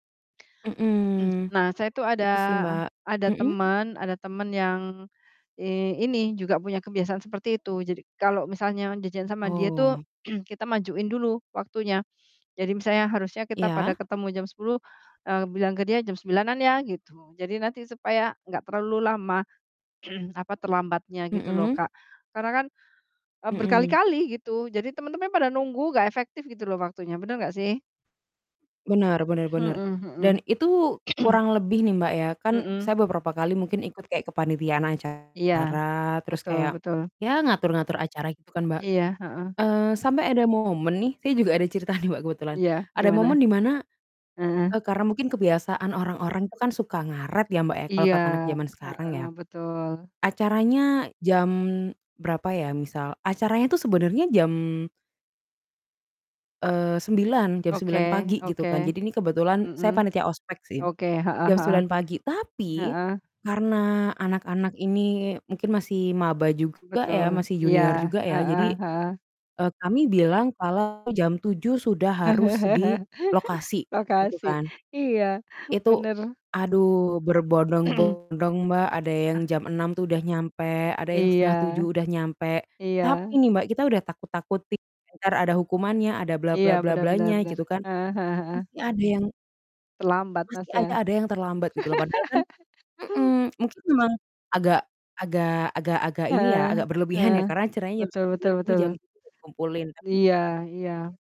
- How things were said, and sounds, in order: static; throat clearing; throat clearing; distorted speech; throat clearing; throat clearing; laughing while speaking: "cerita nih"; chuckle; throat clearing; laugh
- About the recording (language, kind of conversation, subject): Indonesian, unstructured, Mengapa orang sering terlambat meskipun sudah berjanji?